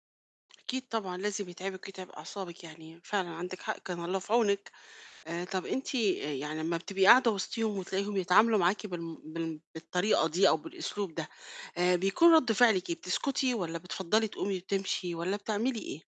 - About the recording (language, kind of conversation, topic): Arabic, advice, إزاي أتعامل مع إحساس إني متساب برّه لما بكون في تجمعات مع الصحاب؟
- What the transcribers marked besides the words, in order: static